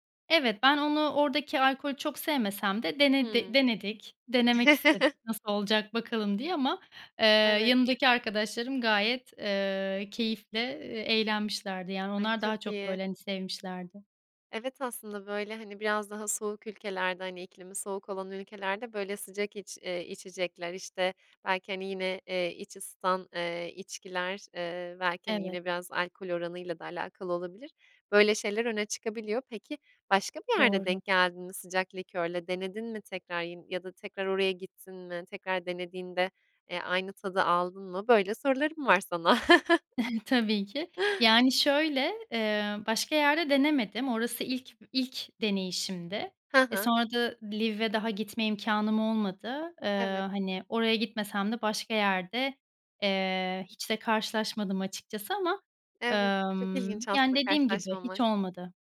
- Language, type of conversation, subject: Turkish, podcast, Sokak lezzetleriyle ilgili en etkileyici anın neydi?
- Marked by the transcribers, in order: chuckle; chuckle